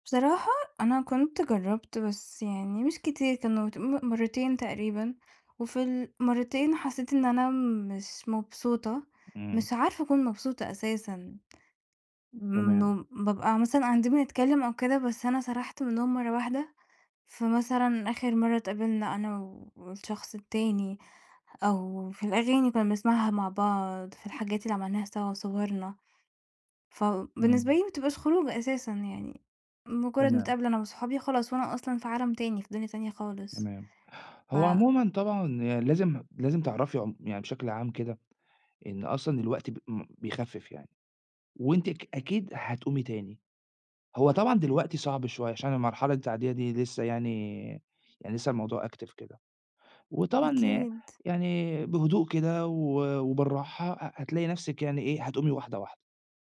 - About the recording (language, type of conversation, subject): Arabic, advice, إزاي أتعامل مع حزن شديد بعد انفصال قريب ومش قادر/قادرة أبطل عياط؟
- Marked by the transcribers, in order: in English: "active"